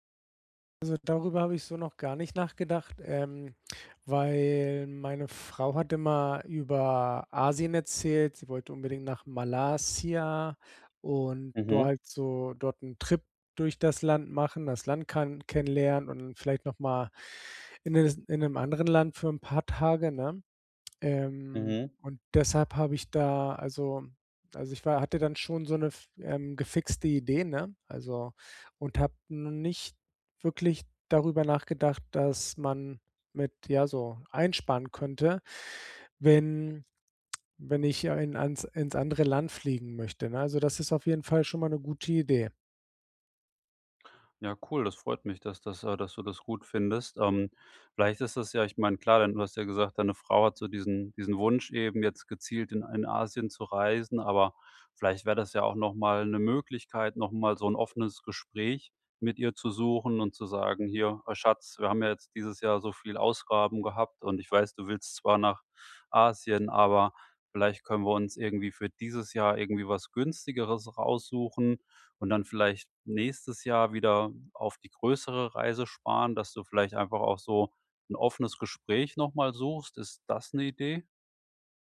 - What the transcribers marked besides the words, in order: drawn out: "weil"; "Malaysia" said as "Malasia"
- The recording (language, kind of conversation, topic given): German, advice, Wie plane ich eine Reise, wenn mein Budget sehr knapp ist?